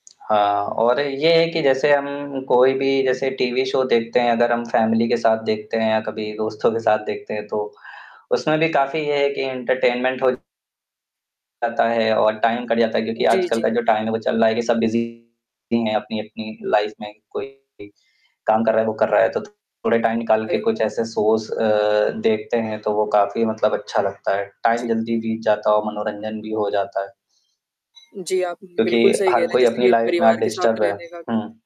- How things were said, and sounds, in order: tapping; static; in English: "फैमिली"; in English: "एंटरटेनमेंट"; distorted speech; in English: "टाइम"; in English: "टाइम"; in English: "बीजी"; in English: "लाइफ़"; in English: "टाइम"; in English: "शोज"; in English: "टाइम"; other background noise; alarm; in English: "लाइफ़"; in English: "डिस्टर्ब"
- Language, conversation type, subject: Hindi, unstructured, आप किस दूरदर्शन धारावाहिक को सबसे मनोरंजक मानते हैं और क्यों?
- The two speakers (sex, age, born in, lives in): male, 20-24, India, India; male, 25-29, India, India